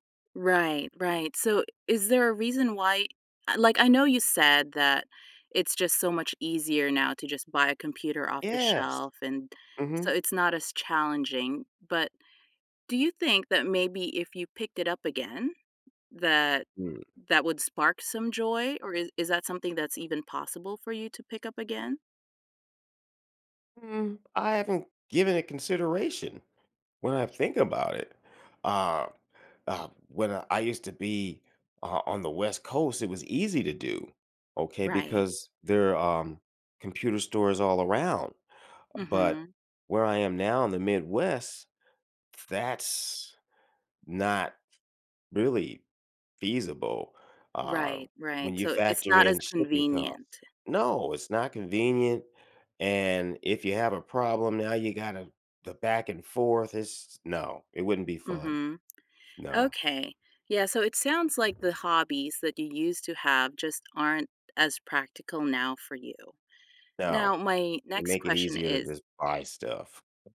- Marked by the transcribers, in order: tapping; other background noise
- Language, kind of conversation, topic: English, advice, How can I break out of a joyless routine and start enjoying my days again?
- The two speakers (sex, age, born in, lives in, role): female, 40-44, Philippines, United States, advisor; male, 60-64, United States, United States, user